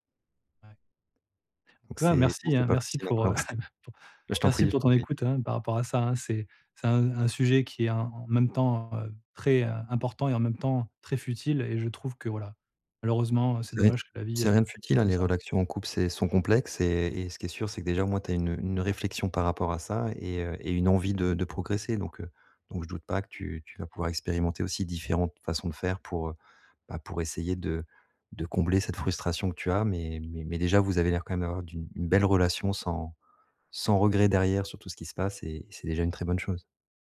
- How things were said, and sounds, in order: other background noise; chuckle; "relations" said as "relactions"; stressed: "envie"; stressed: "belle"
- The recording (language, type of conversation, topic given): French, advice, Comment accepter une critique sans se braquer ?